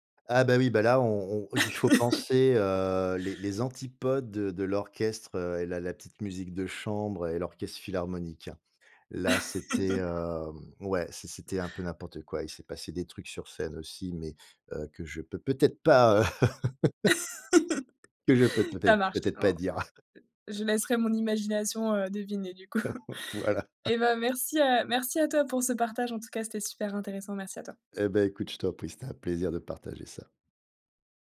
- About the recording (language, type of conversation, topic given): French, podcast, Quelle expérience de concert inoubliable as-tu vécue ?
- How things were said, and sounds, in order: other background noise; laugh; laugh; stressed: "peut-être pas"; laugh; "peut-être" said as "pêtre"; chuckle; laughing while speaking: "coup !"; chuckle; joyful: "Voilà"; chuckle; trusting: "Et bah, écoute, je t'en prie. C'était un plaisir de partager ça"; tapping